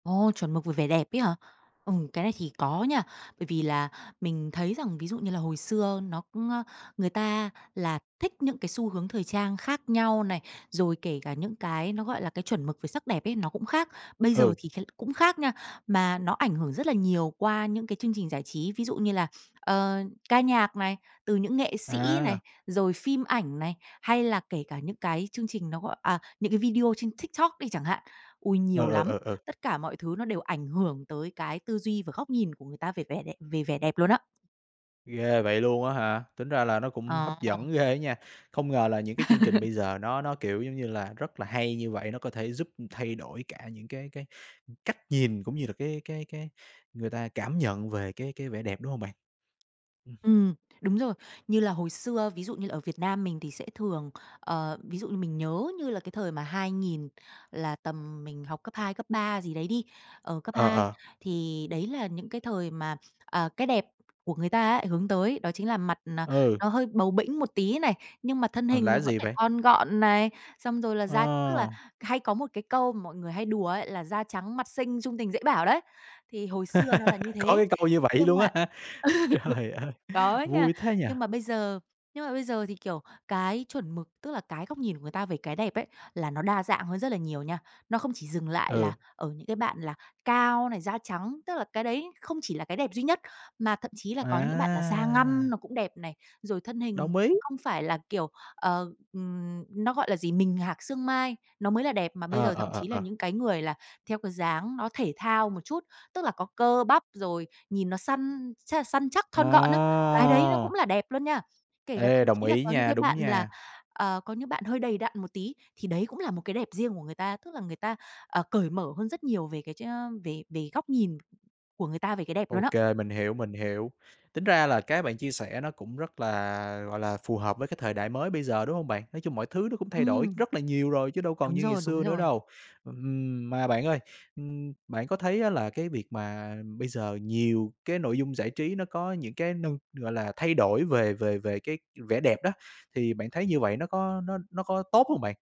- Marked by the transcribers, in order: tapping; other background noise; laugh
- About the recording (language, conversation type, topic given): Vietnamese, podcast, Nội dung giải trí thay đổi chuẩn mực vẻ đẹp như thế nào?